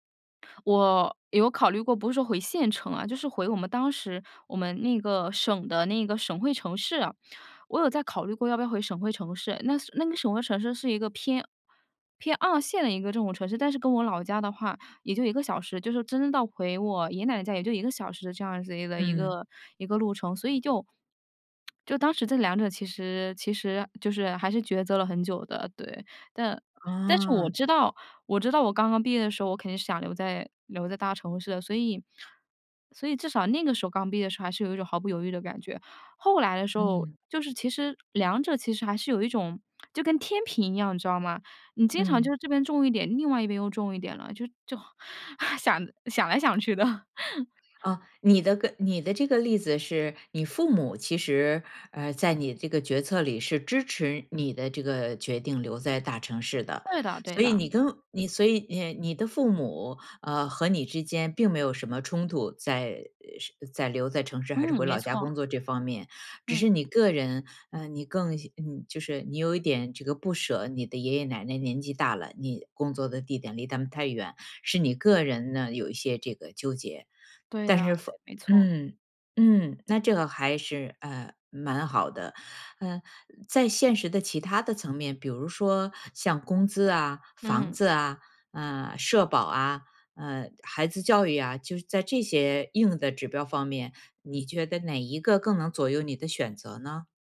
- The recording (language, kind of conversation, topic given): Chinese, podcast, 你会选择留在城市，还是回老家发展？
- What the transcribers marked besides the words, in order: swallow; other background noise; lip smack; laughing while speaking: "想 想来想去的"; laugh